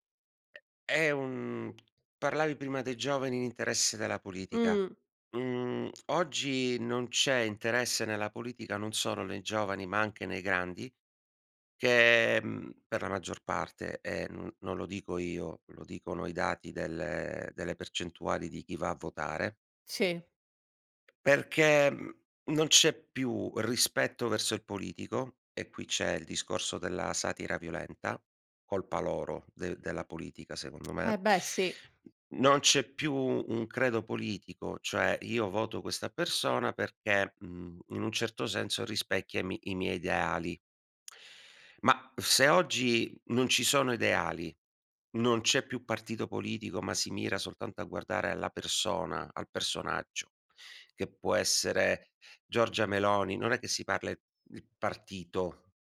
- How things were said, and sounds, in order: other background noise; drawn out: "un"; tapping; drawn out: "che"; drawn out: "delle"; "ideali" said as "deali"
- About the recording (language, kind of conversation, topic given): Italian, podcast, Come vedi oggi il rapporto tra satira e politica?